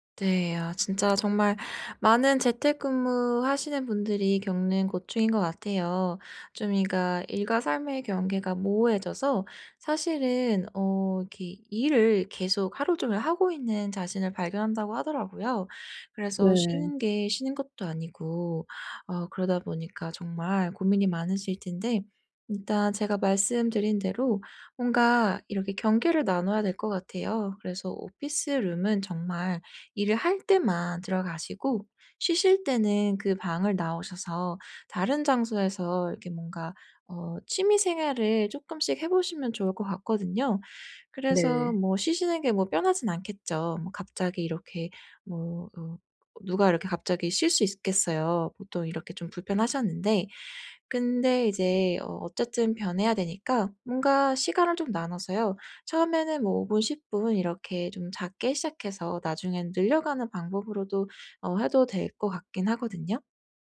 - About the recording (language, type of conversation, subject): Korean, advice, 집에서 쉬는 동안 불안하고 산만해서 영화·음악·책을 즐기기 어려울 때 어떻게 하면 좋을까요?
- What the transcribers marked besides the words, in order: tapping; in English: "오피스 룸은"